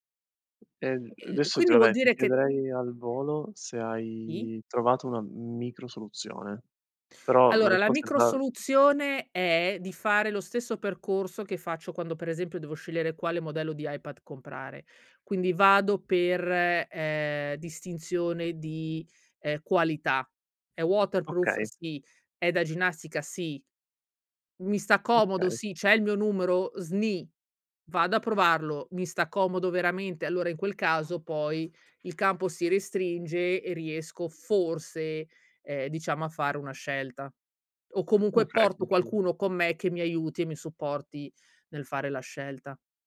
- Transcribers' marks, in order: tapping; unintelligible speech; other noise; other background noise; in English: "waterproof?"
- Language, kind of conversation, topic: Italian, podcast, Come riconosci che sei vittima della paralisi da scelta?
- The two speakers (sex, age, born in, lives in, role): female, 35-39, Italy, Belgium, guest; male, 25-29, Italy, Italy, host